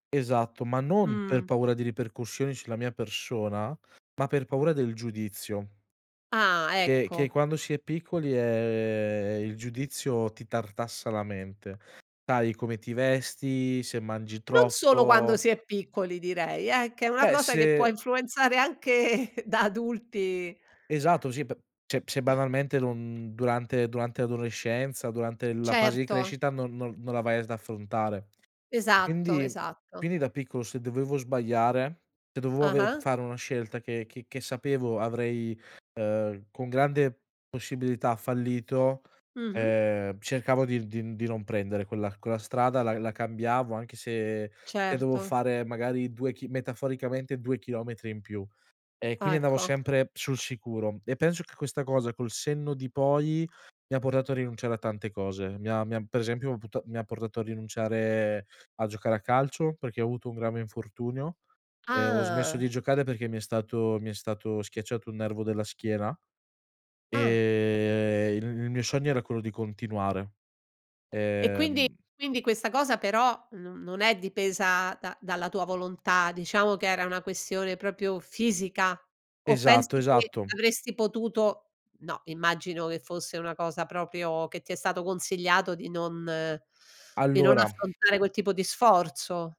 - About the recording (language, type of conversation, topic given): Italian, podcast, Come affronti la paura di sbagliare una scelta?
- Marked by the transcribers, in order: laughing while speaking: "anche"; other background noise; tapping; "proprio" said as "propio"